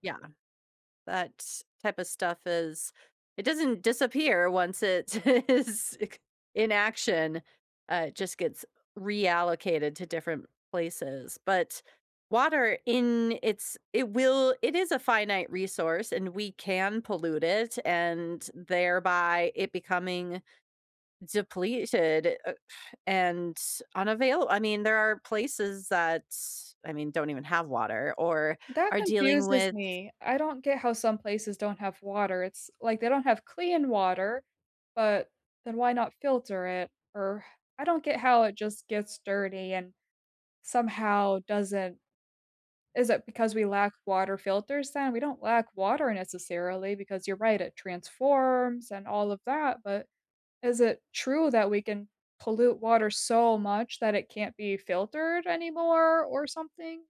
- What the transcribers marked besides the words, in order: laughing while speaking: "is it c"
- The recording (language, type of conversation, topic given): English, unstructured, What simple actions can people take to save water?
- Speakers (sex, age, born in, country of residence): female, 30-34, United States, United States; female, 45-49, United States, United States